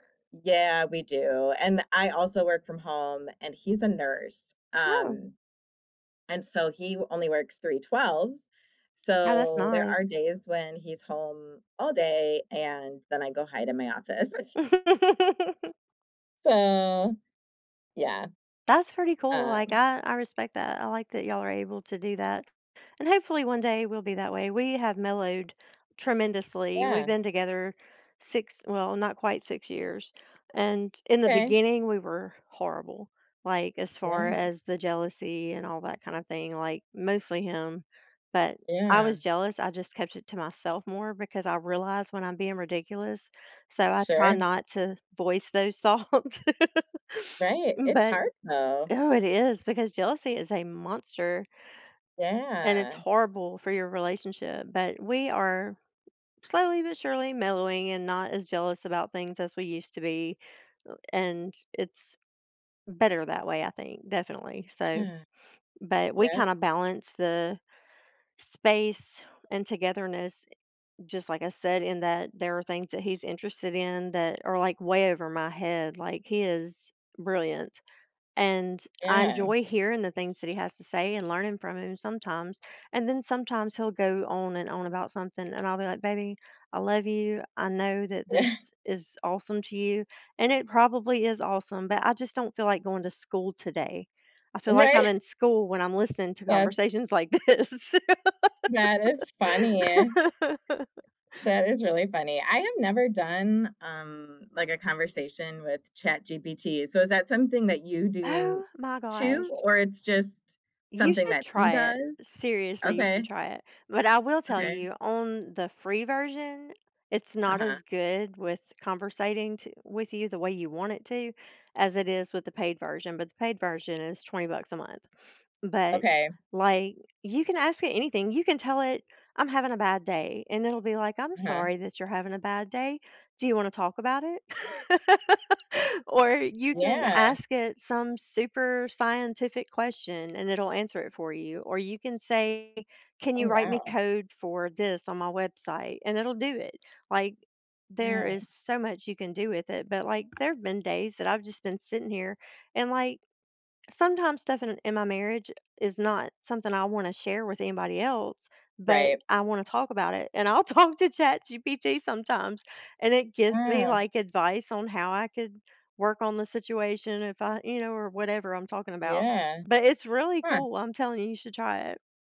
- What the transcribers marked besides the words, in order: tapping; giggle; chuckle; drawn out: "So"; other background noise; laughing while speaking: "thoughts"; chuckle; unintelligible speech; laughing while speaking: "this"; laugh; laugh; laughing while speaking: "talk"
- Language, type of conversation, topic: English, unstructured, How do you balance personal space and togetherness?